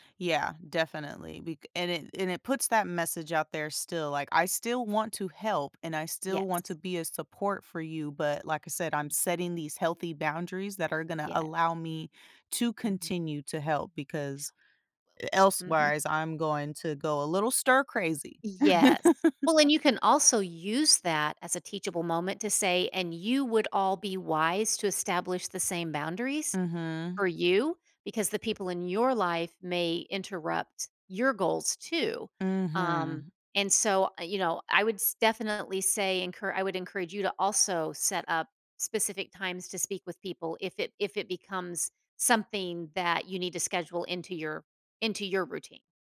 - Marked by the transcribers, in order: laugh
- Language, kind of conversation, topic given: English, advice, How can I set healthy boundaries without feeling guilty?
- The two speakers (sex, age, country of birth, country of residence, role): female, 35-39, United States, United States, user; female, 55-59, United States, United States, advisor